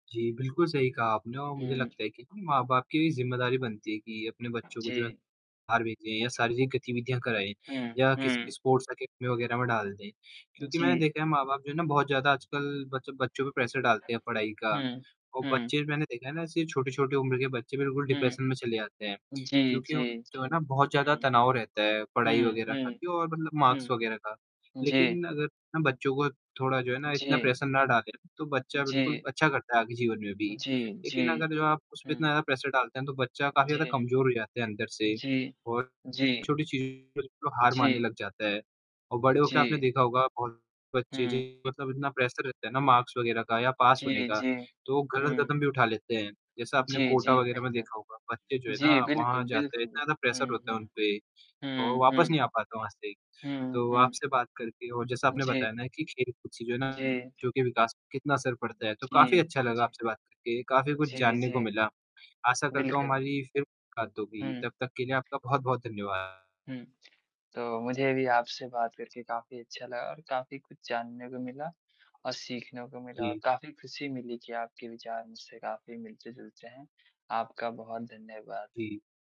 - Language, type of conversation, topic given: Hindi, unstructured, खेलकूद से बच्चों के विकास पर क्या असर पड़ता है?
- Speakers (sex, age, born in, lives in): male, 18-19, India, India; male, 20-24, India, India
- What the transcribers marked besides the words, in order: static; tapping; in English: "स्पोर्ट्स एकेडमी"; distorted speech; in English: "प्रेशर"; in English: "डिप्रेशन"; in English: "मार्क्स"; in English: "प्रेशर"; horn; in English: "प्रेशर"; other background noise; in English: "प्रेशर"; in English: "मार्क्स"; in English: "प्रेशर"